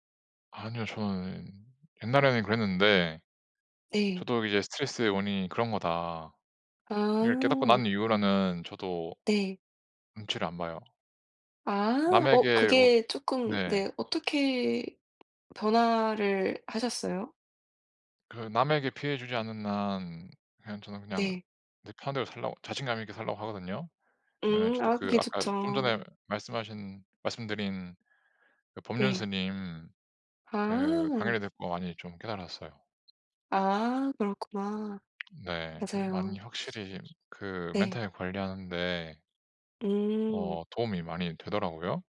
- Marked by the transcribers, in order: other background noise; tapping
- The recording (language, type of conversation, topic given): Korean, unstructured, 스트레스를 받을 때 어떻게 해소하시나요?